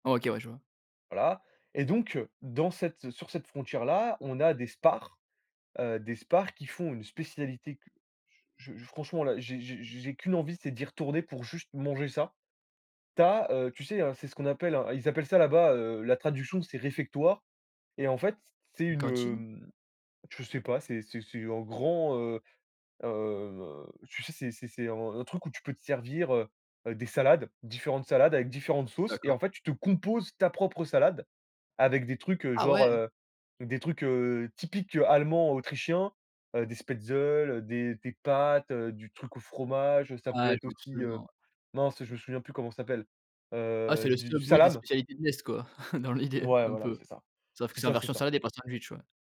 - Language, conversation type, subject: French, podcast, Pouvez-vous nous raconter l’histoire d’une amitié née par hasard à l’étranger ?
- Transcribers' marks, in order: other background noise; chuckle